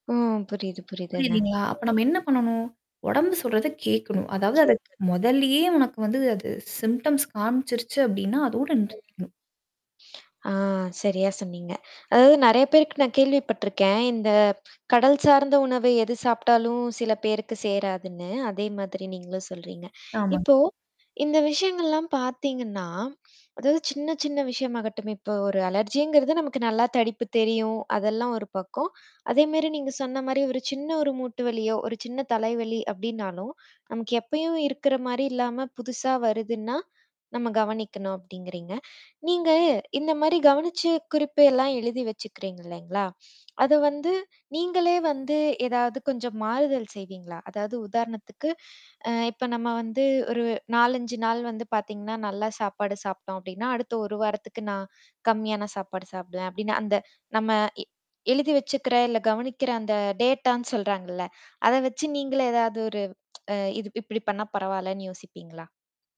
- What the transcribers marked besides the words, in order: mechanical hum; other noise; other background noise; unintelligible speech; in English: "சிம்டம்ஸ்"; distorted speech; tapping; in English: "அலர்ஜிங்கறது"; in English: "டேட்டான்னு"; tsk
- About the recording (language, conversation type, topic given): Tamil, podcast, உடல்நலச் சின்னங்களை நீங்கள் பதிவு செய்வது உங்களுக்கு எப்படிப் பயன் தருகிறது?